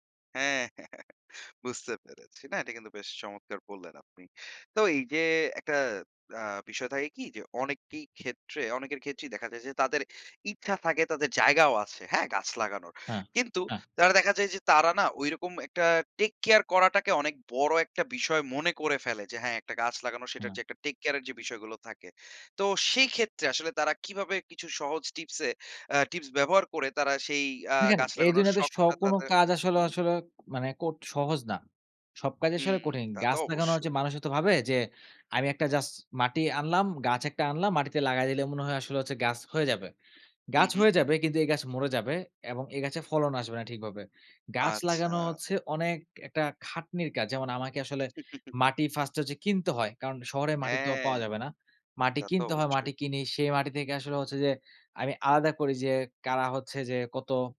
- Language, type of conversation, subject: Bengali, podcast, শহরের ছোট জায়গায়ও আপনি কীভাবে সহজে প্রকৃতিকে কাছে আনতে পারেন?
- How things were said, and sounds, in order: chuckle; other background noise; tapping; chuckle